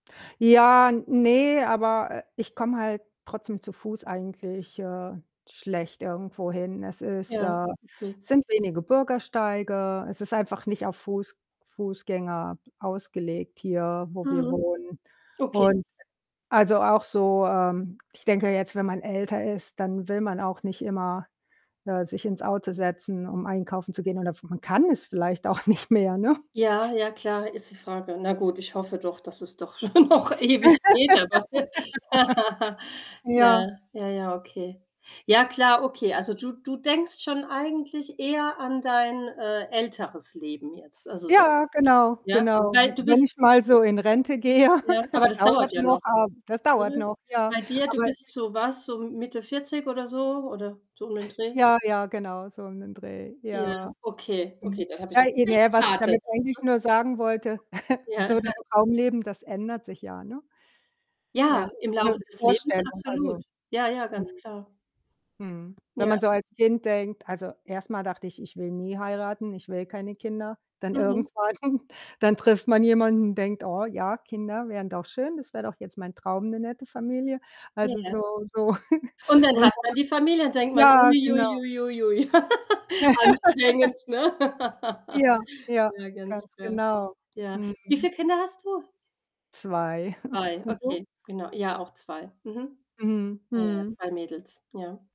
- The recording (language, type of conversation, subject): German, unstructured, Wie stellst du dir dein Traumleben vor?
- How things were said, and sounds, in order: distorted speech; other background noise; laughing while speaking: "nicht mehr"; static; laugh; laughing while speaking: "schon noch"; laugh; laughing while speaking: "gehe"; chuckle; "geraten" said as "geratet"; chuckle; unintelligible speech; chuckle; laughing while speaking: "irgendwann"; chuckle; unintelligible speech; laugh; chuckle